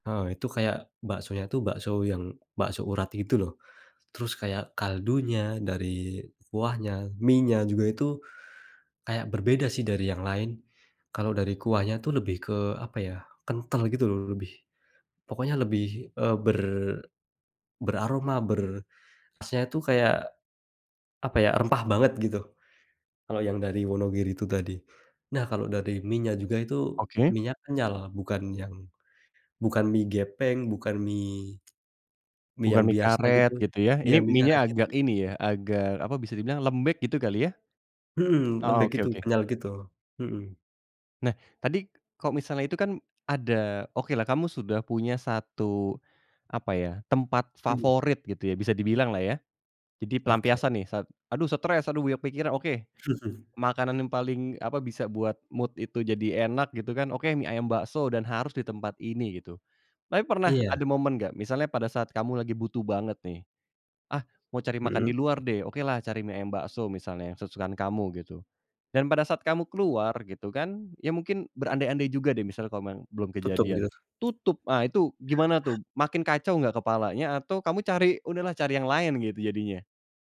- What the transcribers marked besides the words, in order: other background noise; chuckle; in English: "mood"; unintelligible speech
- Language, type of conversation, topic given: Indonesian, podcast, Makanan atau minuman apa yang memengaruhi suasana hati harianmu?